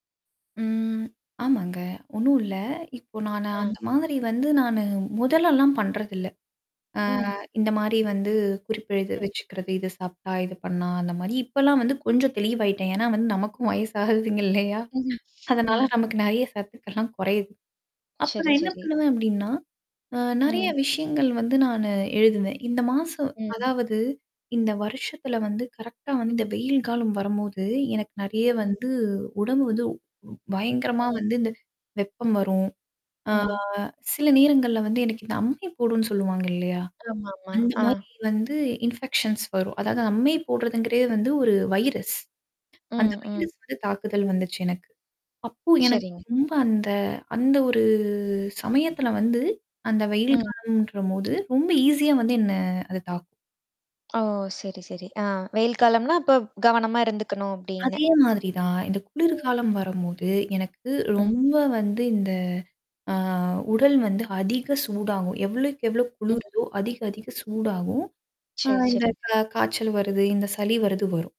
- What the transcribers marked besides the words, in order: mechanical hum; tapping; distorted speech; laughing while speaking: "வயசாகுதுங்கில்லையா? அதனால நமக்கு நெறைய சத்துக்கள்லாம் குறையுது"; other noise; in English: "கரெக்ட்டா"; in English: "இன்ஃபெக்ஷன்ஸ்"; in English: "வைரஸ்"; in English: "வைரஸ்"; static; drawn out: "ஒரு"; in English: "ஈஸியா"
- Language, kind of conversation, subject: Tamil, podcast, உடல்நலச் சின்னங்களை நீங்கள் பதிவு செய்வது உங்களுக்கு எப்படிப் பயன் தருகிறது?